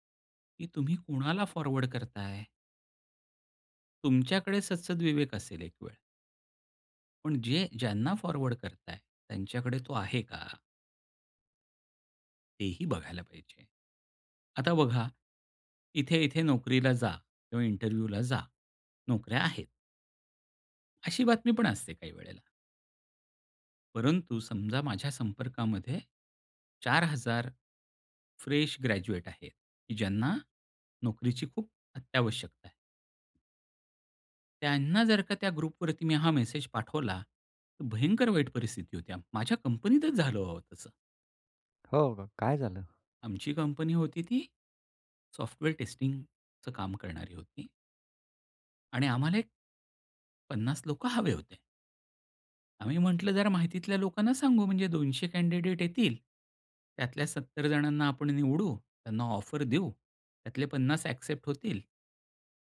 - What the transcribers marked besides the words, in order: tapping; in English: "इंटरव्युव्हला"; in English: "फ्रेश ग्रॅज्युएट"; in English: "ग्रुपवरती"; in English: "कॅन्डीडेट"
- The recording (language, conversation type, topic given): Marathi, podcast, सोशल मीडियावरील माहिती तुम्ही कशी गाळून पाहता?